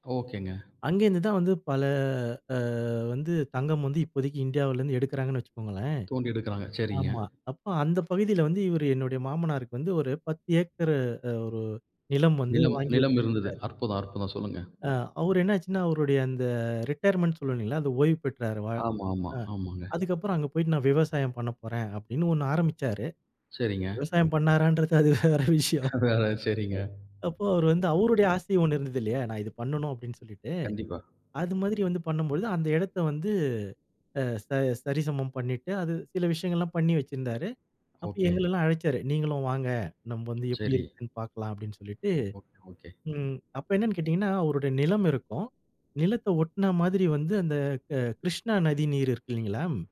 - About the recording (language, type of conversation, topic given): Tamil, podcast, நட்சத்திரங்கள் நிறைந்த ஒரு இரவைப் பற்றி நீங்கள் சொல்ல முடியுமா?
- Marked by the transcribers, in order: drawn out: "பல"; other background noise; in English: "ரிடையர்மென்ட்னு"; laughing while speaking: "அடடா!"; laughing while speaking: "அது வேற விஷயம்"; tapping